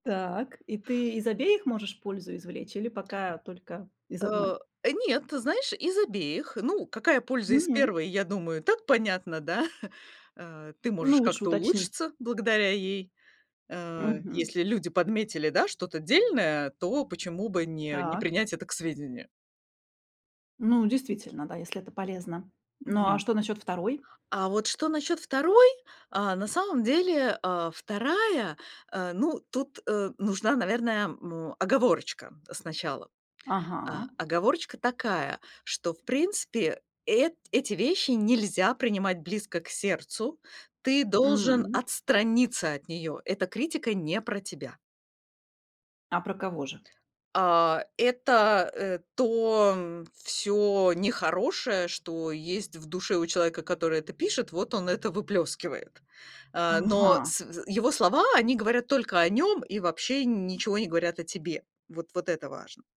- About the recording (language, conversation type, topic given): Russian, podcast, Как вы реагируете на критику в социальных сетях?
- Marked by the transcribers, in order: tapping; chuckle; other background noise